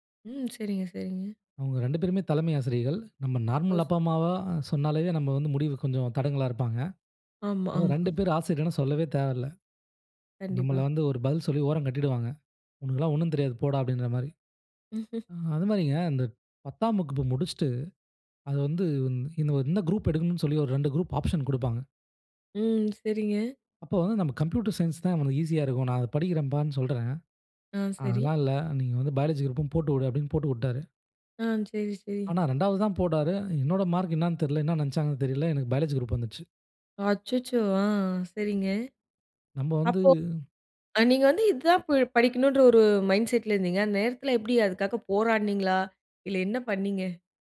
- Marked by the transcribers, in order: in English: "குரூப்"; in English: "குரூப் ஆப்ஷன்"; in English: "கம்ப்யூட்டர் சயன்ஸ்"; in English: "ஈசியா"; in English: "பயாலஜி குரூப்"; in English: "மார்க்"; in English: "பயாலஜி குரூப்"; in English: "மைண்ட் செட்"; anticipating: "அந்த நேரத்தில எப்டி அதுக்காக போராடுனீங்களா? இல்ல என்ன பண்ணீங்க?"
- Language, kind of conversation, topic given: Tamil, podcast, குடும்பம் உங்கள் முடிவுக்கு எப்படி பதிலளித்தது?